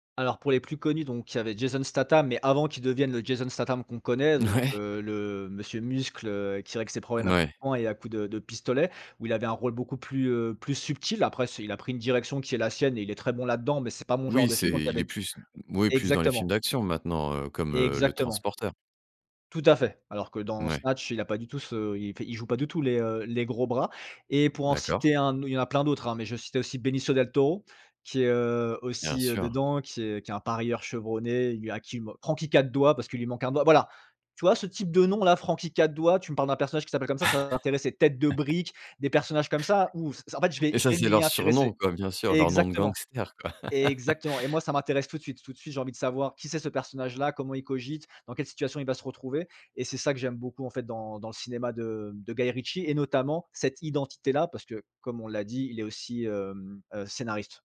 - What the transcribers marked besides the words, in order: laughing while speaking: "Ouais"; laugh; other background noise; laugh
- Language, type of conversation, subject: French, podcast, Peux-tu me parler d’un film qui t’a marqué et m’expliquer pourquoi ?